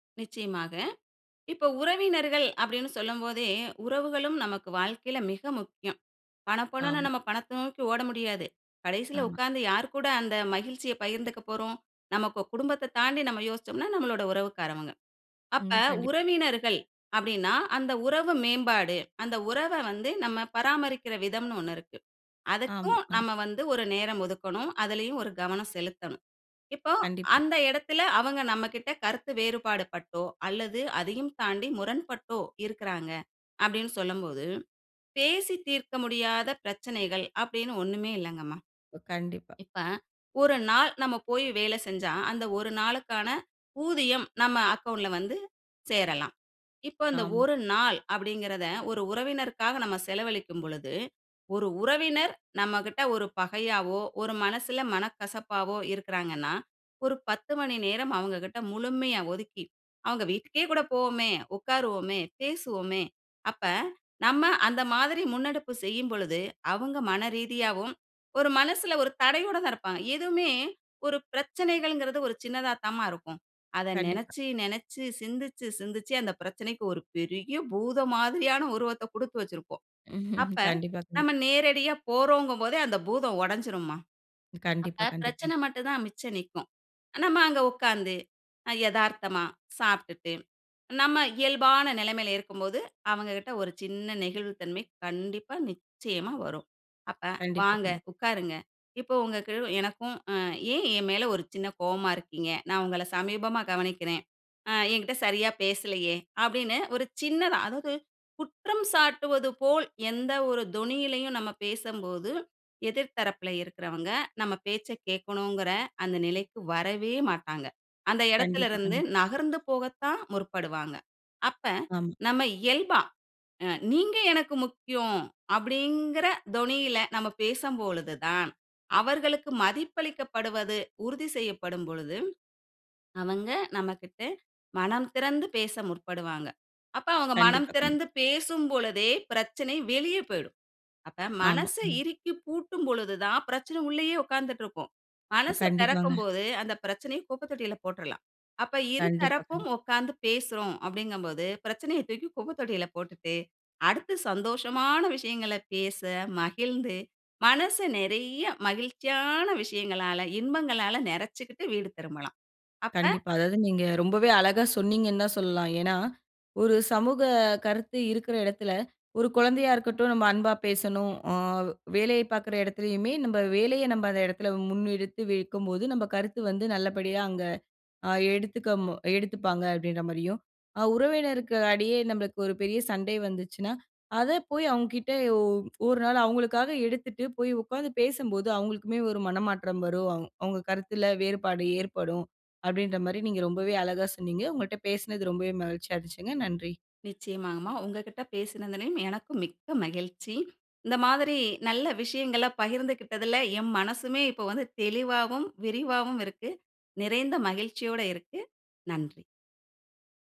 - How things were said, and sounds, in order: trusting: "ஒரு உறவினருக்காக நாம செலவழிக்கும் பொழுது … உங்களை சமீபமா கவனிக்கிறேன்"; chuckle; trusting: "நீங்க எனக்கு முக்கியம். அப்படிங்கிற தொனியில … நெறச்சுக்கிட்டு வீடு திரும்பலாம்"; "இடையே" said as "அடையே"
- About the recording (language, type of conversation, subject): Tamil, podcast, கருத்து வேறுபாடுகள் இருந்தால் சமுதாயம் எப்படித் தன்னிடையே ஒத்துழைப்பை உருவாக்க முடியும்?